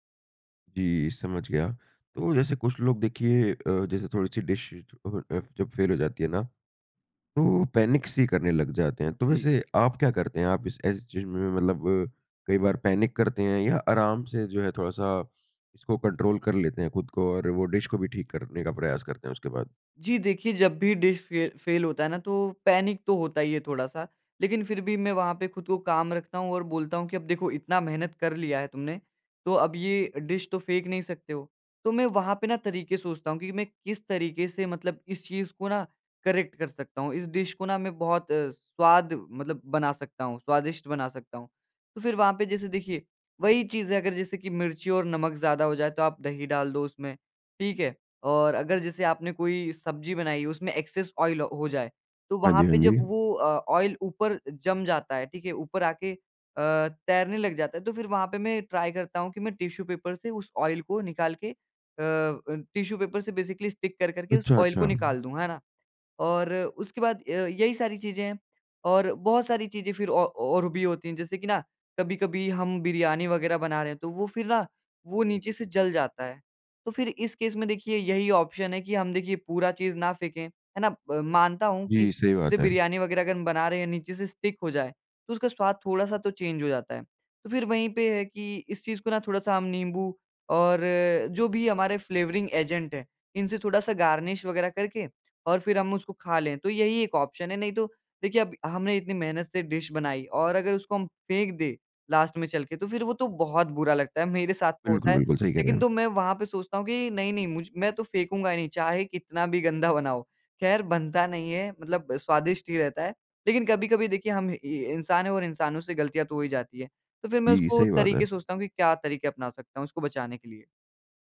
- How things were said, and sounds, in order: in English: "डिश"; unintelligible speech; in English: "पैनिक"; in English: "कंट्रोल"; in English: "डिश"; in English: "डिश"; in English: "पैनिक"; in English: "डिश"; in English: "करेक्ट"; in English: "डिश"; in English: "एक्सेस ऑयल"; in English: "ऑयल"; in English: "ट्राई"; in English: "ऑयल"; in English: "बेसिकली स्टिक"; in English: "ऑयल"; in English: "ऑप्शन"; in English: "स्टिक"; in English: "चेंज"; in English: "फ्लेवरिंग एजेंट"; in English: "गार्निश"; in English: "ऑप्शन"; in English: "डिश"; in English: "लास्ट"
- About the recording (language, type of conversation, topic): Hindi, podcast, खराब हो गई रेसिपी को आप कैसे सँवारते हैं?